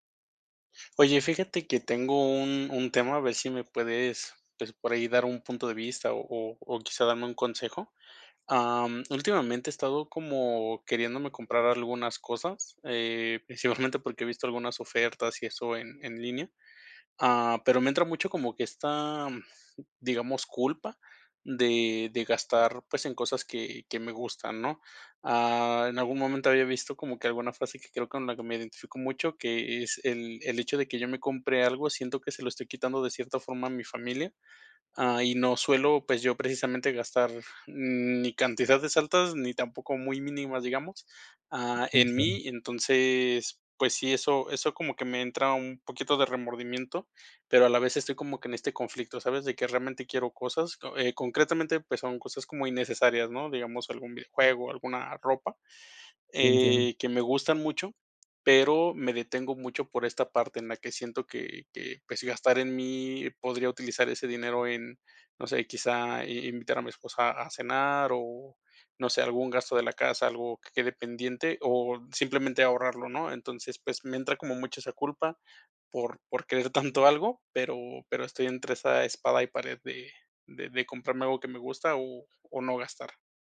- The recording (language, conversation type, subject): Spanish, advice, ¿Por qué me siento culpable o ansioso al gastar en mí mismo?
- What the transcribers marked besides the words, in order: laughing while speaking: "principalmente"; other background noise; laughing while speaking: "por querer tanto algo"